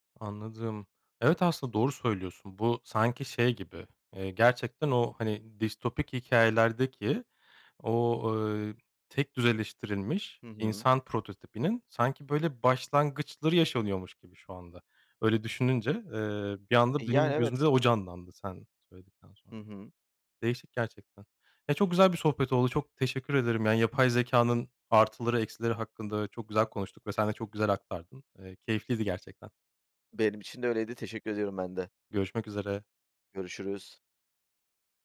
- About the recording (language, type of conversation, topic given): Turkish, podcast, Yapay zekâ, hayat kararlarında ne kadar güvenilir olabilir?
- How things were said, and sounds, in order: in English: "distopik"